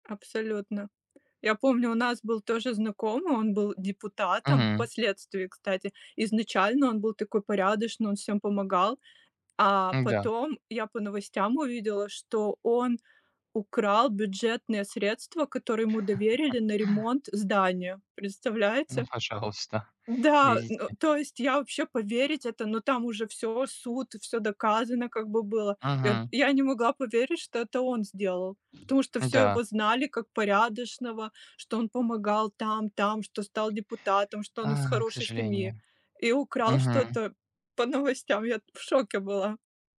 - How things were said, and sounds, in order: laugh; other background noise
- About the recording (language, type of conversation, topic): Russian, unstructured, Что для тебя важнее в дружбе — честность или поддержка?